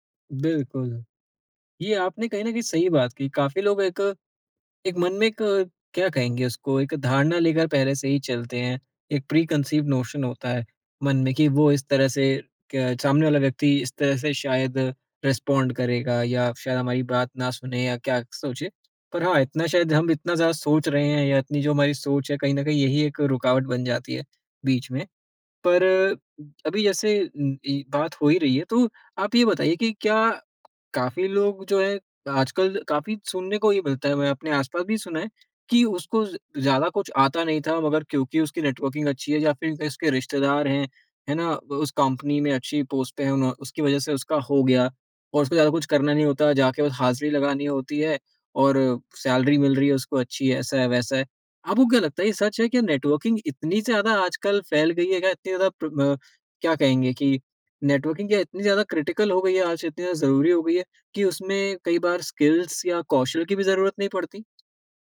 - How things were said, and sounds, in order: in English: "प्रीकन्सीव्ड नोशन"; in English: "रिस्पॉन्ड"; in English: "नेटवर्किंग"; in English: "पोस्ट"; in English: "सैलरी"; in English: "नेटवर्किंग"; in English: "नेटवर्किंग"; in English: "क्रिटिकल"; in English: "स्किल्स"
- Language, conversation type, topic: Hindi, podcast, करियर बदलने के लिए नेटवर्किंग कितनी महत्वपूर्ण होती है और इसके व्यावहारिक सुझाव क्या हैं?